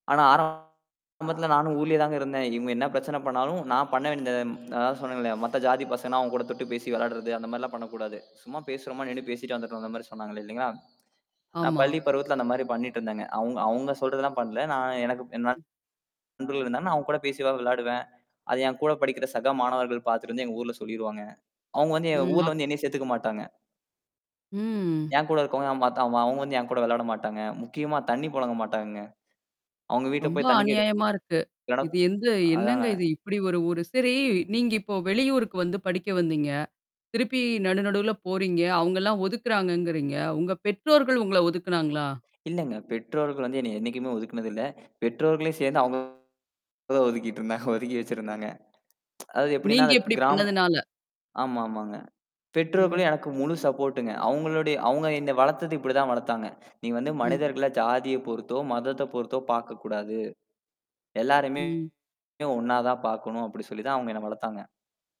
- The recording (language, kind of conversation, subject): Tamil, podcast, குடும்ப எதிர்பார்ப்புகளை மீறுவது எளிதா, சிரமமா, அதை நீங்கள் எப்படி சாதித்தீர்கள்?
- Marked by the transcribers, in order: distorted speech; other noise; laughing while speaking: "ஒதுக்கிட்டு இருந்தாங்க. ஒதுக்கி வச்சிருந்தாங்க"; tsk; in English: "சப்போர்டுங்க"